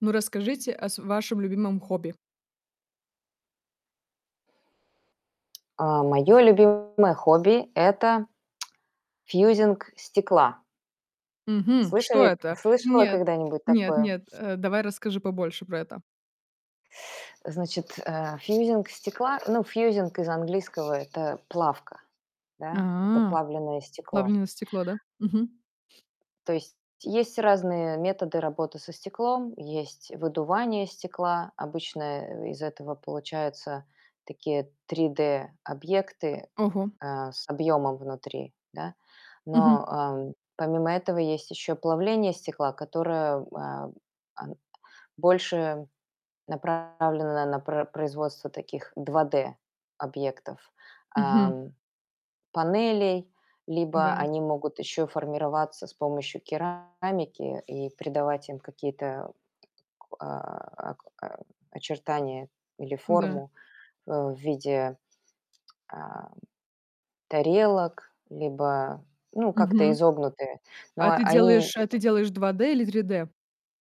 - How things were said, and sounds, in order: static; distorted speech; other background noise; in English: "фьюзинг"; in English: "фьюзинг"; tapping; in English: "фьюзинг"; grunt
- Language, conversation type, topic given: Russian, podcast, Расскажите, пожалуйста, о вашем любимом хобби?